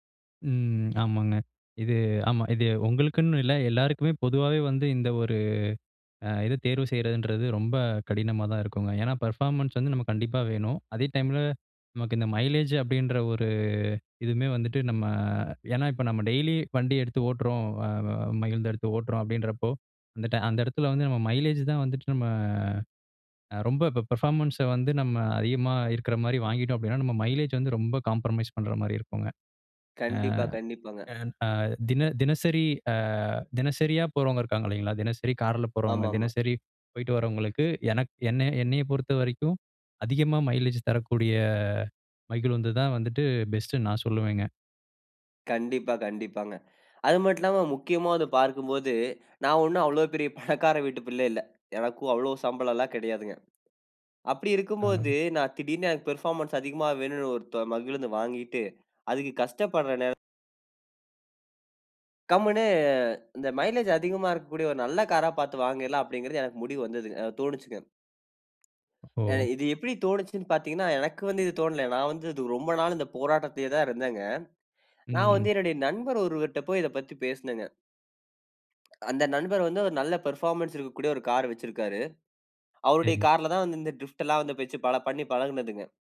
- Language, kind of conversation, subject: Tamil, podcast, அதிக விருப்பங்கள் ஒரே நேரத்தில் வந்தால், நீங்கள் எப்படி முடிவு செய்து தேர்வு செய்கிறீர்கள்?
- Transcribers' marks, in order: drawn out: "ஒரு"; in English: "பர்ஃபார்மன்ஸ்"; in English: "மைலேஜ்"; drawn out: "ஒரு"; "மகிழுந்து" said as "மகிழ்ந்த"; in English: "மைலேஜ்"; in English: "பெர்ஃபார்மன்ஸ"; in English: "மைலேஜ்"; in English: "காம்ப்ரமைஸ்"; in English: "மைலேஜ்"; in English: "பெஸ்ட்டுன்னு"; laughing while speaking: "பணக்கார வீட்டு பிள்ளை இல்ல"; in English: "பர்ஃபார்மன்ஸ்"; in English: "மைலேஜ்"; other background noise; in English: "பெர்ஃபார்மன்ஸ்"; in English: "டிரிப்டுல்லாம்"